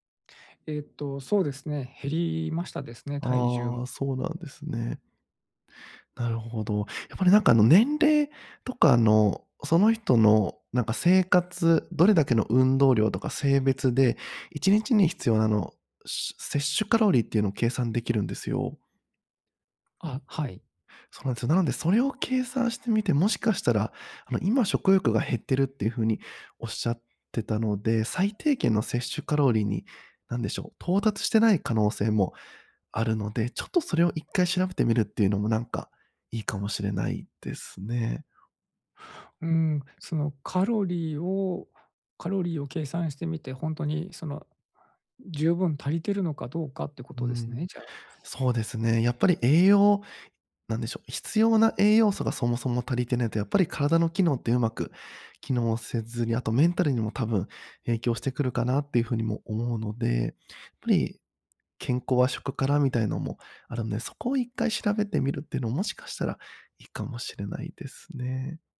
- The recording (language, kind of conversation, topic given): Japanese, advice, 年齢による体力低下にどう向き合うか悩んでいる
- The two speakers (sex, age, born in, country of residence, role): male, 30-34, Japan, Japan, advisor; male, 45-49, Japan, Japan, user
- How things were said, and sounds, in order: none